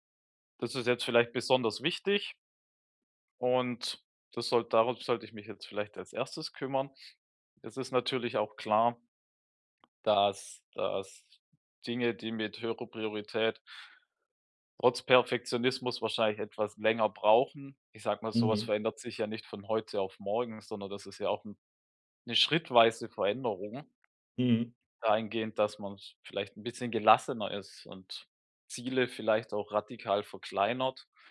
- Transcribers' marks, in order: none
- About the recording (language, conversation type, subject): German, advice, Wie hindert mich mein Perfektionismus daran, mit meinem Projekt zu starten?